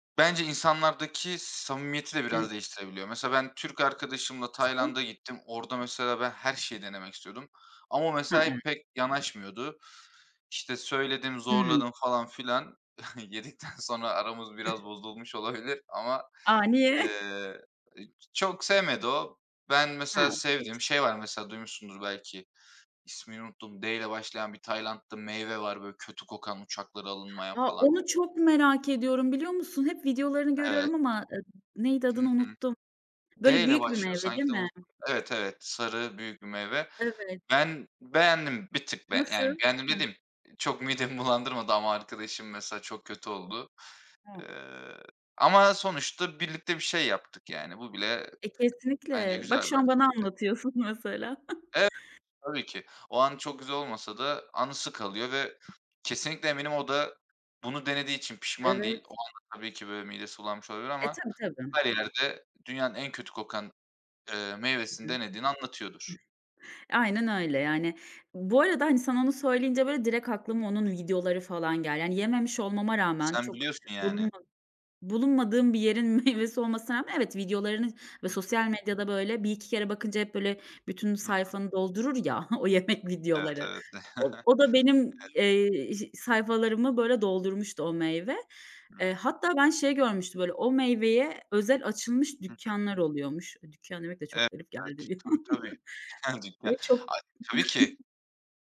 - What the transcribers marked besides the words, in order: unintelligible speech; chuckle; laughing while speaking: "Yedikten"; chuckle; laughing while speaking: "niye?"; other background noise; tapping; chuckle; chuckle; laughing while speaking: "meyvesi"; chuckle; chuckle
- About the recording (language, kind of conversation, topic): Turkish, unstructured, Birlikte yemek yemek insanları nasıl yakınlaştırır?